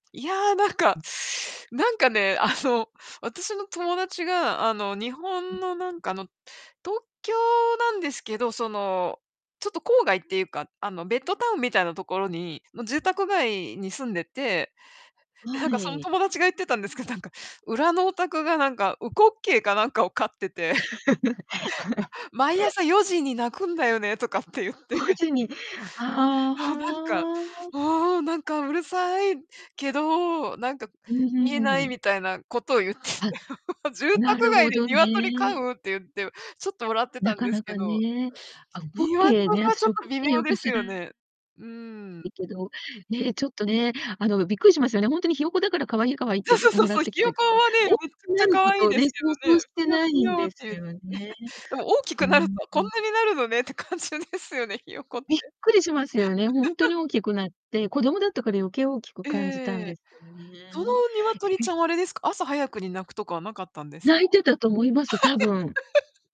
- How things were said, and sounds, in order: distorted speech; laughing while speaking: "あの"; laughing while speaking: "飼ってて"; laugh; other background noise; laughing while speaking: "言って"; chuckle; laughing while speaking: "言ってて"; laugh; laugh; laughing while speaking: "感じですよね、ひよこって"; laugh; unintelligible speech; laugh
- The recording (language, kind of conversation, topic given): Japanese, unstructured, ペットがいることで幸せを感じた瞬間は何ですか？